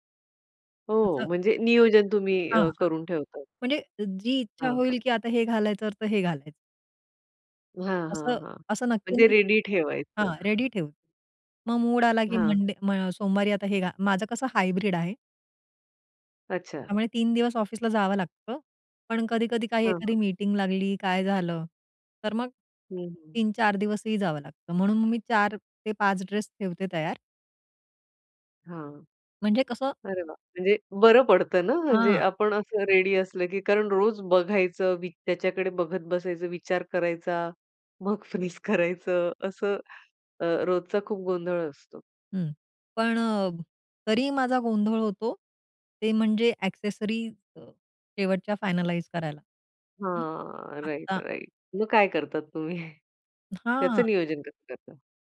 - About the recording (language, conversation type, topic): Marathi, podcast, कपड्यांमध्ये आराम आणि देखणेपणा यांचा समतोल तुम्ही कसा साधता?
- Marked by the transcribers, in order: other background noise; in English: "रेडी"; in English: "रेडी"; in English: "हायब्रिड"; in English: "रेडी"; in English: "ॲक्सेसरीज"; in English: "राइट, राइट"; chuckle; other noise